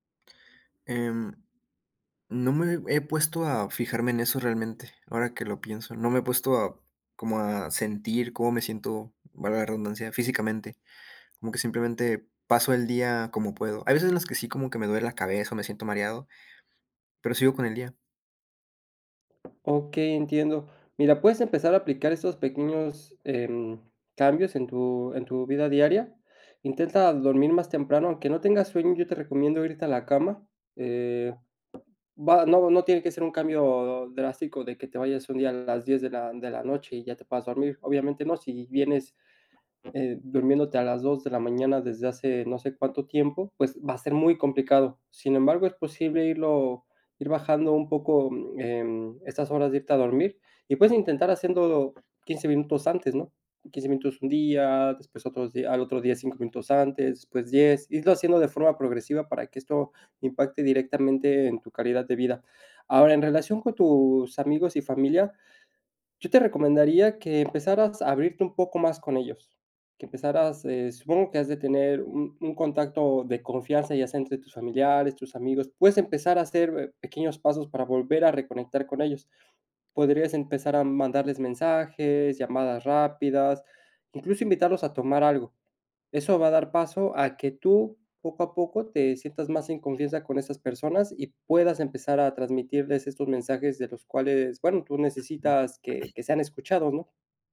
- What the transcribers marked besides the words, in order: tapping; other background noise
- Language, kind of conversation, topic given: Spanish, advice, ¿Por qué me siento emocionalmente desconectado de mis amigos y mi familia?